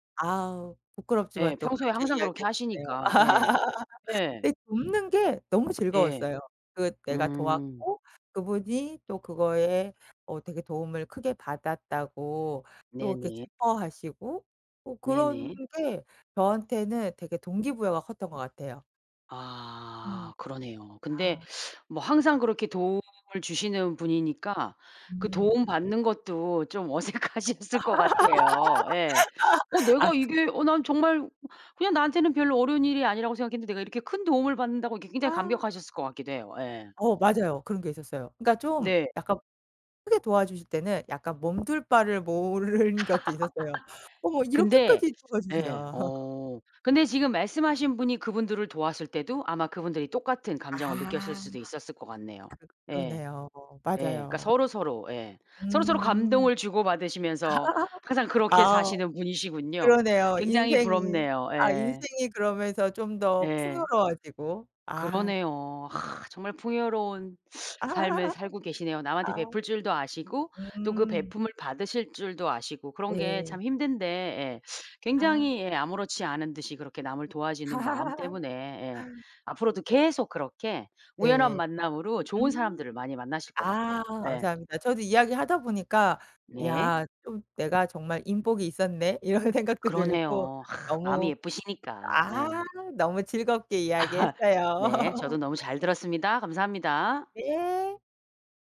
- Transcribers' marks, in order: laugh; other background noise; laughing while speaking: "어색하셨을 것"; laugh; tapping; laughing while speaking: "모른"; laugh; laugh; laugh; other noise; laugh; laugh; laughing while speaking: "이런 생각도 들고"; laugh
- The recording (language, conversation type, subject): Korean, podcast, 우연한 만남으로 얻게 된 기회에 대해 이야기해줄래?